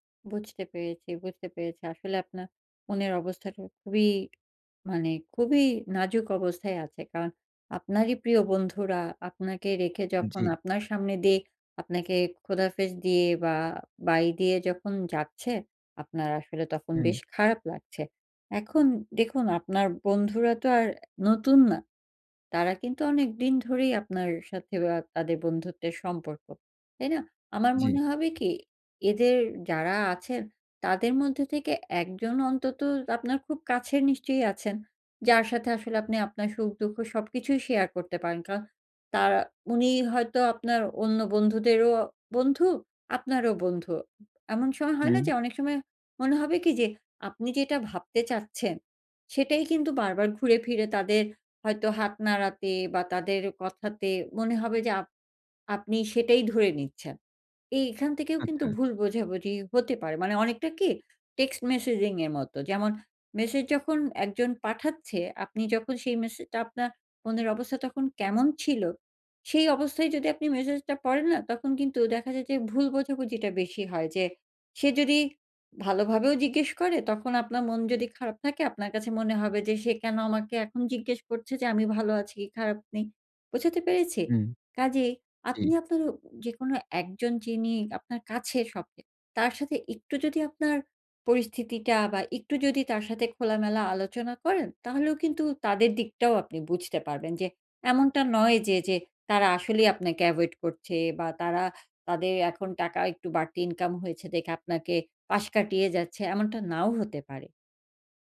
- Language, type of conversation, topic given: Bengali, advice, পার্টি বা ছুটির দিনে বন্ধুদের সঙ্গে থাকলে যদি নিজেকে একা বা বাদ পড়া মনে হয়, তাহলে আমি কী করতে পারি?
- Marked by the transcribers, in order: none